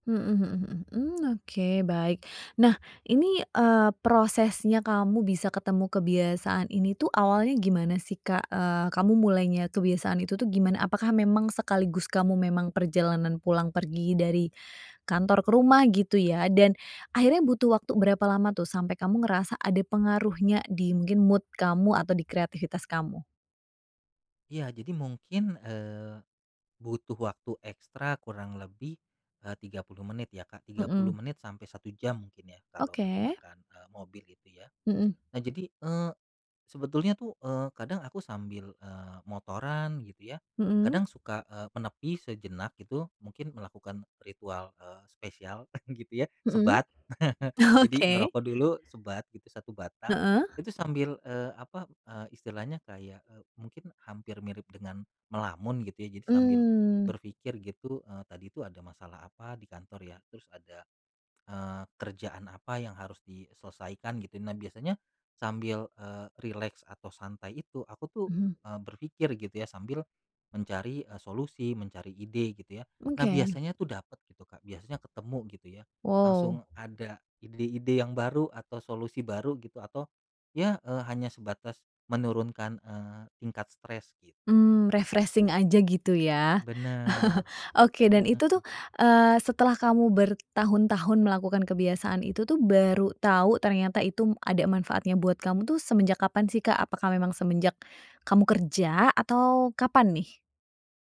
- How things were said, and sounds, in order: tapping; in English: "mood"; other background noise; chuckle; laughing while speaking: "Oke"; in English: "refreshing"; chuckle
- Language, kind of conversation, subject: Indonesian, podcast, Kebiasaan kecil apa yang membantu kreativitas kamu?
- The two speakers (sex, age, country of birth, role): female, 30-34, Indonesia, host; male, 35-39, Indonesia, guest